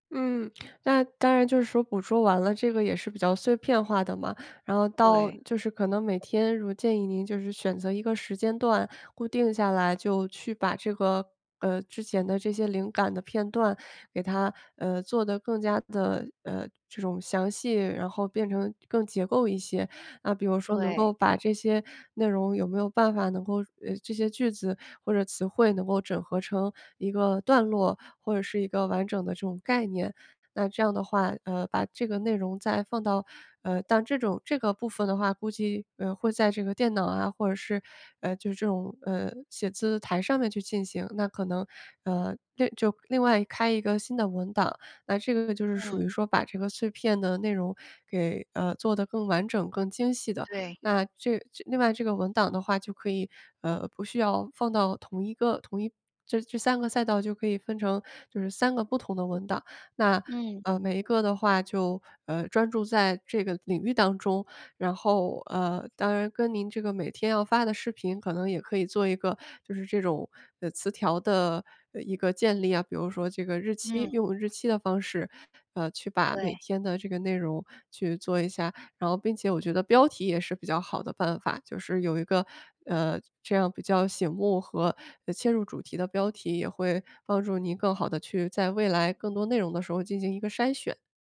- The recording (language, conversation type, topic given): Chinese, advice, 我怎样把突发的灵感变成结构化且有用的记录？
- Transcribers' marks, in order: other background noise